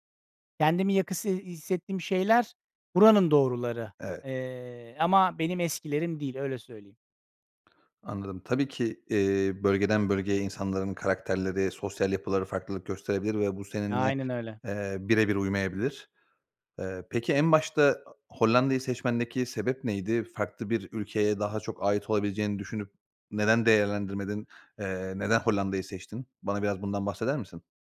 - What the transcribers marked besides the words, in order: "yakın" said as "yakısı"; other background noise
- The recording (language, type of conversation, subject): Turkish, podcast, Bir yere ait olmak senin için ne anlama geliyor ve bunu ne şekilde hissediyorsun?